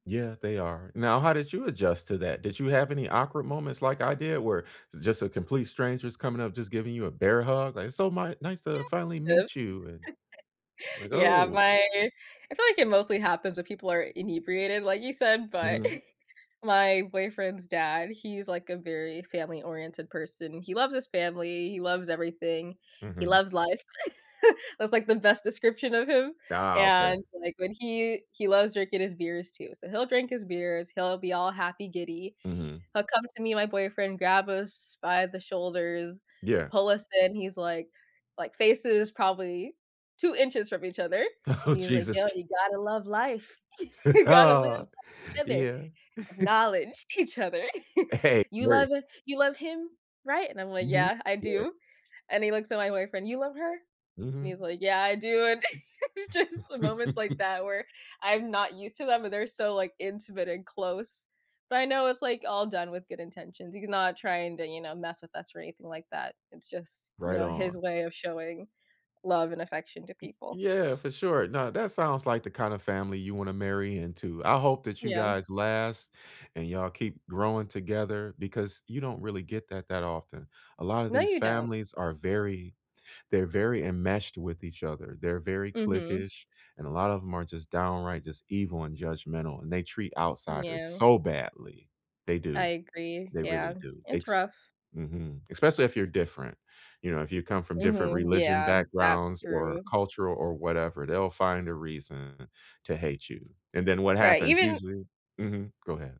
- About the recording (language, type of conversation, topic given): English, unstructured, How can I handle cultural misunderstandings without taking them personally?
- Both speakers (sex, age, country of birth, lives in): female, 20-24, United States, United States; male, 40-44, United States, United States
- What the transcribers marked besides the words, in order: unintelligible speech; chuckle; chuckle; chuckle; chuckle; laughing while speaking: "Oh"; other background noise; chuckle; laughing while speaking: "Ah!"; chuckle; laughing while speaking: "Hey"; chuckle; laughing while speaking: "it's just"; chuckle; stressed: "so"; stressed: "That's"